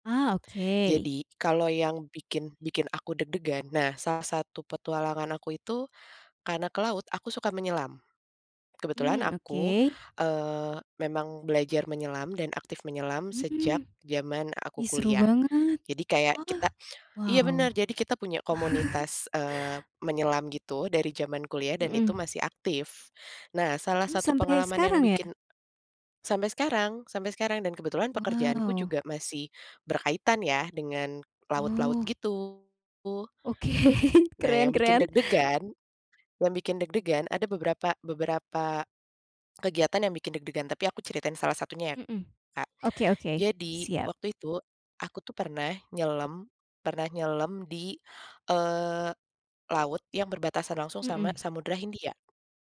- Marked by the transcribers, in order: other background noise; chuckle; laughing while speaking: "Oke"; tapping
- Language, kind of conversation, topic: Indonesian, podcast, Apa petualangan di alam yang paling bikin jantung kamu deg-degan?